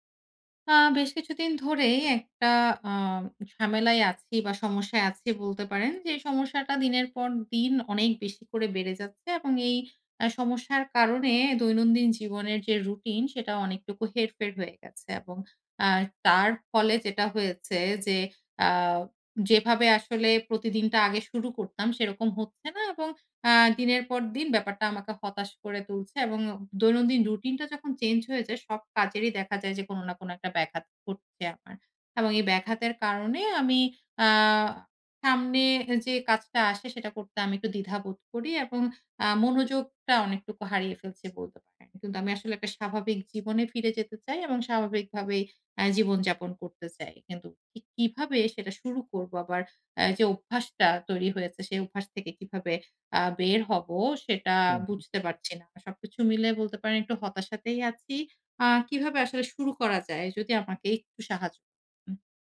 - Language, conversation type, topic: Bengali, advice, সকালে খুব তাড়াতাড়ি ঘুম ভেঙে গেলে এবং রাতে আবার ঘুমাতে না পারলে কী করব?
- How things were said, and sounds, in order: none